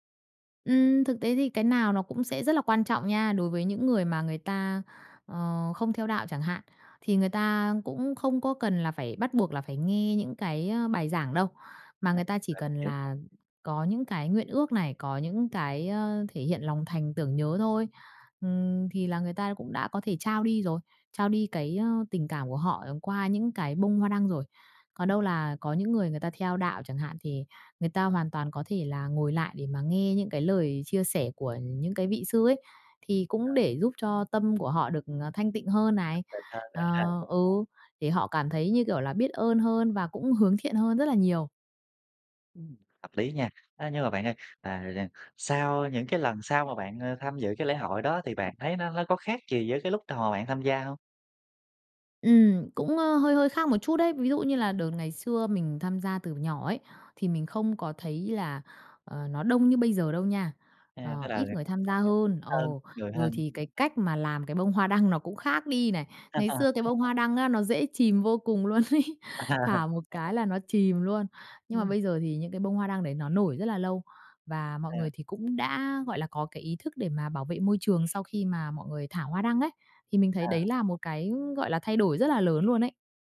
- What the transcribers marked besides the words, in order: unintelligible speech; tapping; unintelligible speech; laugh; laughing while speaking: "ấy"; other background noise; laugh
- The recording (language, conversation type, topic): Vietnamese, podcast, Bạn có thể kể về một lần bạn thử tham gia lễ hội địa phương không?